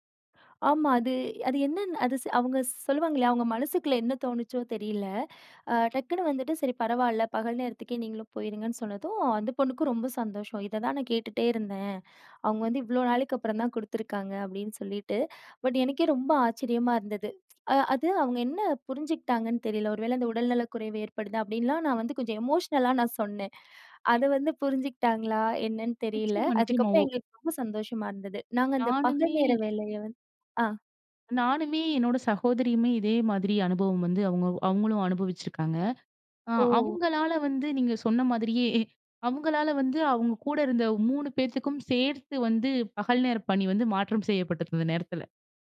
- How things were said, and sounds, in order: inhale; inhale; inhale; in English: "எமோஷ்னல்"; inhale; joyful: "அதுக்கப்புறம் எங்களுக்கு ரொம்ப சந்தோஷமா இருந்தது"
- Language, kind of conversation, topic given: Tamil, podcast, வேலை தொடர்பான முடிவுகளில் குடும்பத்தின் ஆலோசனையை நீங்கள் எவ்வளவு முக்கியமாகக் கருதுகிறீர்கள்?